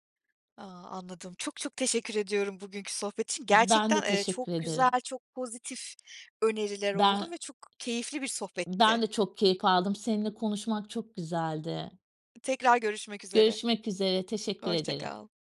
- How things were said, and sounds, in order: tapping
- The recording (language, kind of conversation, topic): Turkish, podcast, Empati kurmayı günlük hayatta pratikte nasıl yapıyorsun, somut bir örnek verebilir misin?